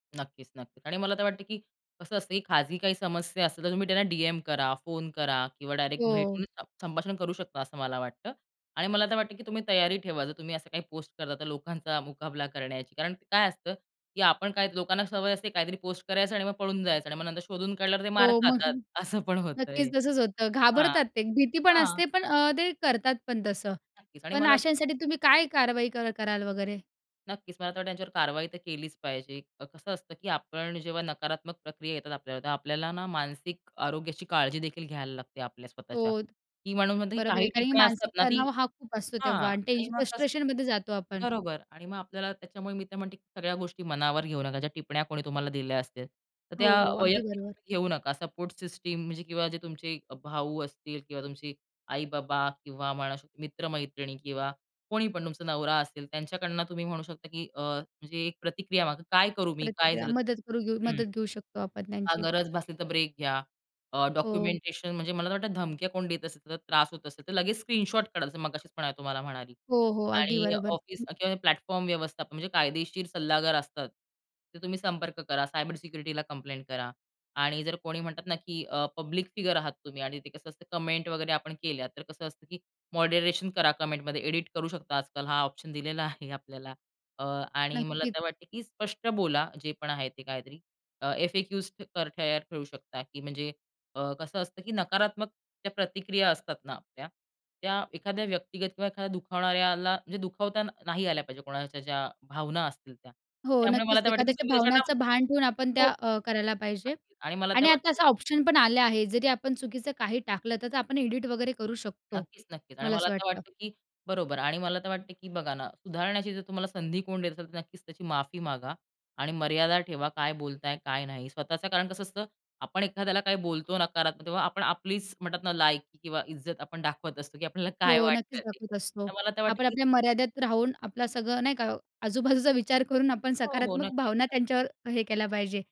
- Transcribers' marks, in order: tapping; chuckle; laughing while speaking: "असं पण होतंय"; other background noise; in English: "प्लॅटफॉर्म"; other noise; in English: "पब्लिक फिगर"; in English: "कमेंट"; in English: "मॉडरेशन"; in English: "कमेंटमध्ये"; laughing while speaking: "आपल्याला"; laughing while speaking: "आजूबाजूचा विचार करून आपण सकारात्मक भावना त्यांच्यावर हे केल्या पाहिजे"
- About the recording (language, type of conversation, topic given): Marathi, podcast, शेअर केलेल्यानंतर नकारात्मक प्रतिक्रिया आल्या तर तुम्ही काय करता?